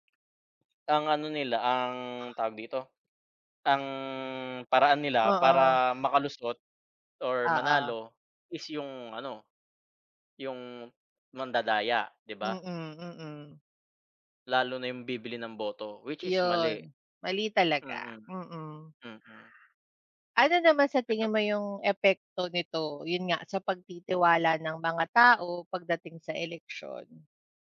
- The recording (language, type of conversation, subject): Filipino, unstructured, Ano ang nararamdaman mo kapag may mga isyu ng pandaraya sa eleksiyon?
- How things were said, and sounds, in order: none